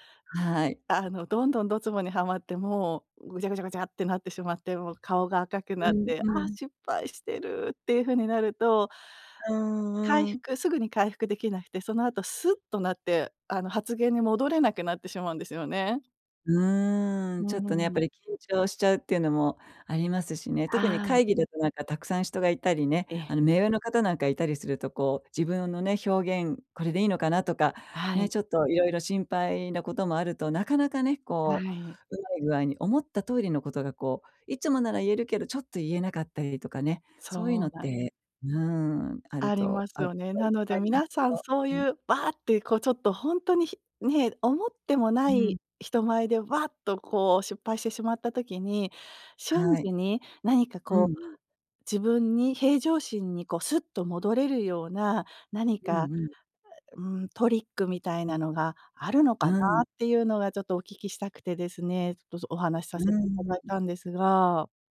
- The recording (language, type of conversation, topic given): Japanese, advice, 人前で失敗したあと、どうやって立ち直ればいいですか？
- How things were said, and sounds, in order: none